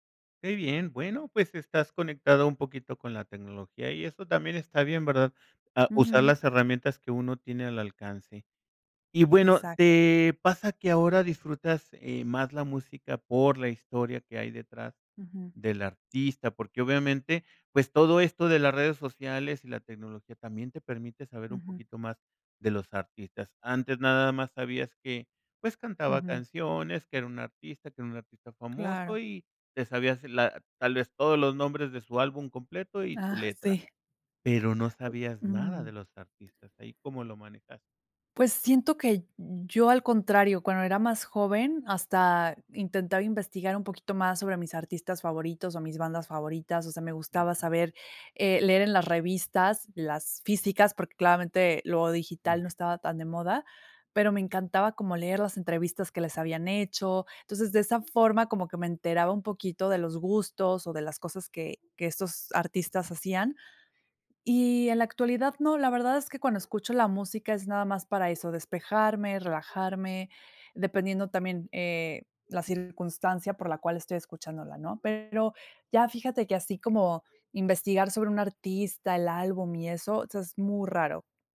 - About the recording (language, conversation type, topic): Spanish, podcast, ¿Cómo ha cambiado tu gusto musical con los años?
- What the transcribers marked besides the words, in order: none